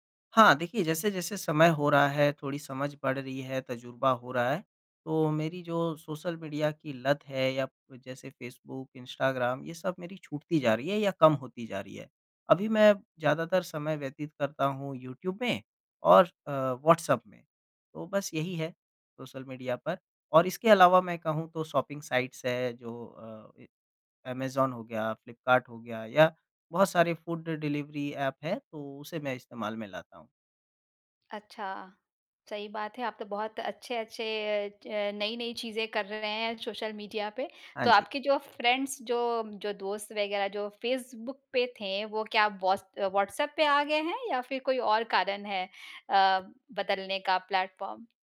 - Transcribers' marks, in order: in English: "शॉपिंग साइट्स"; in English: "फूड डिलीवरी"; in English: "फ्रेंड्स"; in English: "प्लेटफॉर्म"
- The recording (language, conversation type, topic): Hindi, podcast, सोशल मीडिया ने आपके स्टाइल को कैसे बदला है?